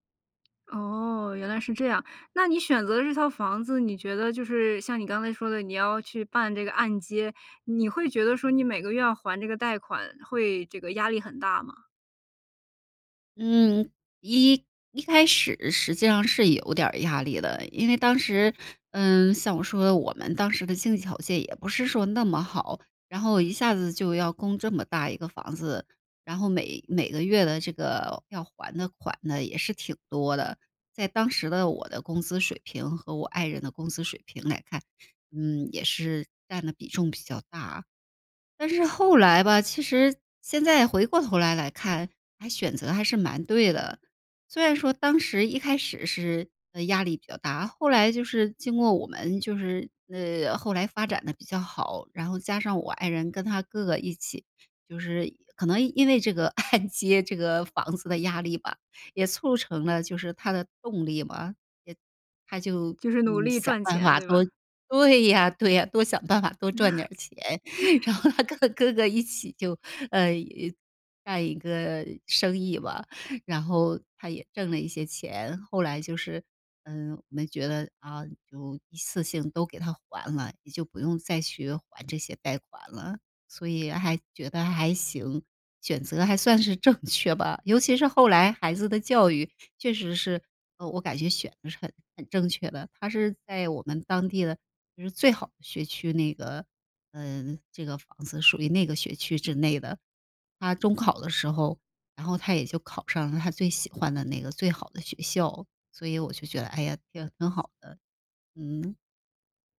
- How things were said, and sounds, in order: other background noise; laughing while speaking: "按揭这个房子的压力吧"; chuckle; laughing while speaking: "然后他跟哥哥一起就呃 一"
- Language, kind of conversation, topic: Chinese, podcast, 你第一次买房的心路历程是怎样？